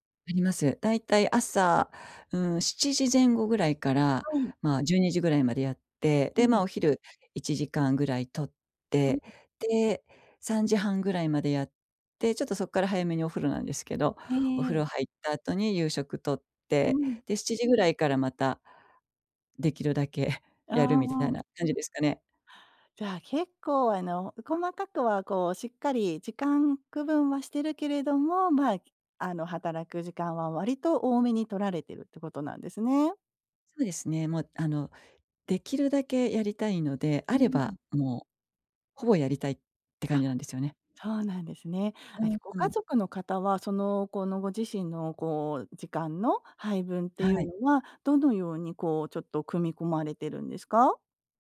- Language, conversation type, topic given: Japanese, advice, 仕事と私生活の境界を守るには、まず何から始めればよいですか？
- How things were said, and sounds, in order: none